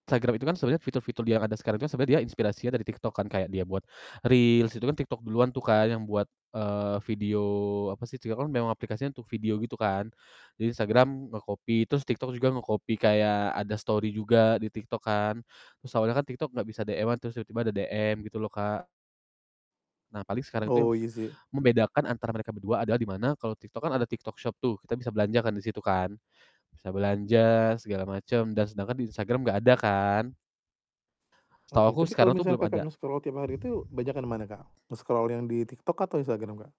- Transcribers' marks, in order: "memang" said as "deang"; static; other background noise; mechanical hum; in English: "nge-scroll"; in English: "nge-scroll"
- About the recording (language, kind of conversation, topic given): Indonesian, podcast, Apa yang membuat aplikasi media sosial terasa begitu bikin kamu ketagihan?